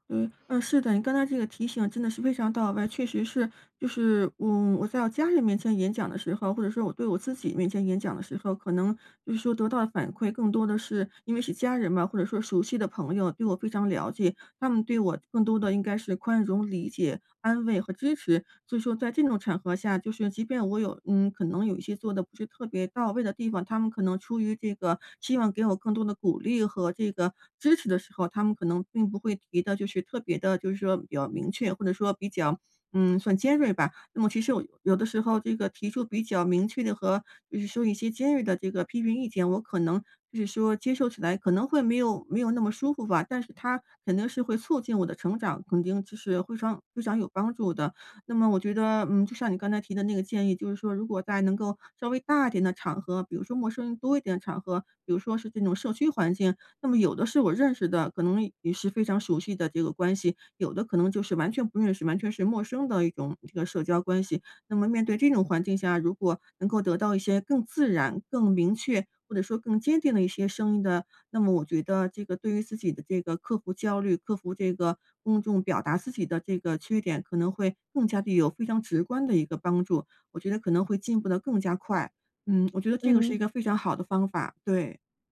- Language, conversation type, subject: Chinese, advice, 我怎样才能接受焦虑是一种正常的自然反应？
- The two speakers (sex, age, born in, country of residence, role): female, 25-29, China, United States, advisor; female, 55-59, China, United States, user
- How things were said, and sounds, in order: tapping; other background noise